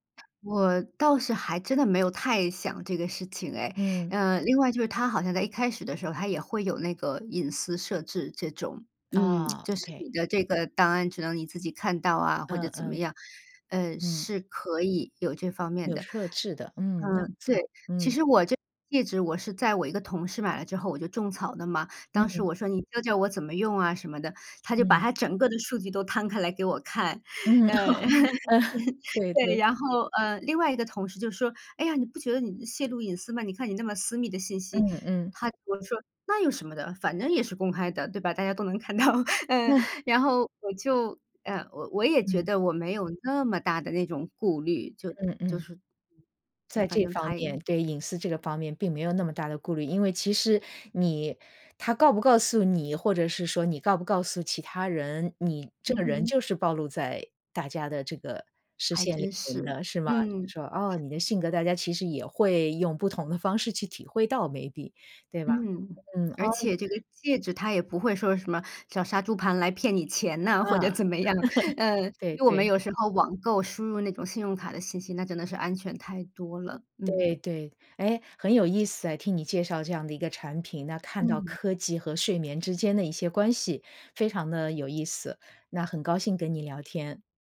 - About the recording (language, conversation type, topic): Chinese, podcast, 你平时会怎么平衡使用电子设备和睡眠？
- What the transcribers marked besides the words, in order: other background noise; lip smack; laugh; laughing while speaking: "对"; chuckle; laughing while speaking: "嗯"; laughing while speaking: "看到。 嗯"; chuckle; in English: "maybe"; laughing while speaking: "怎么样"; chuckle